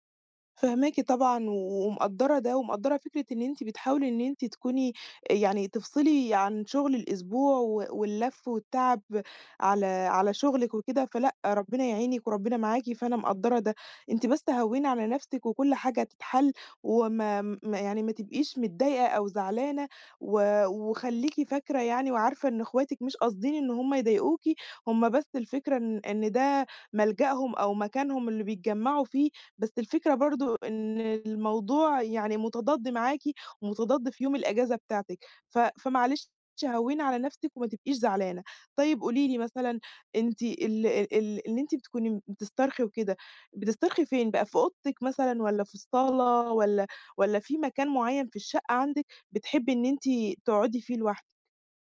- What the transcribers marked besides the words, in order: none
- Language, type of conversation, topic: Arabic, advice, ليه مش بعرف أسترخي وأستمتع بالمزيكا والكتب في البيت، وإزاي أبدأ؟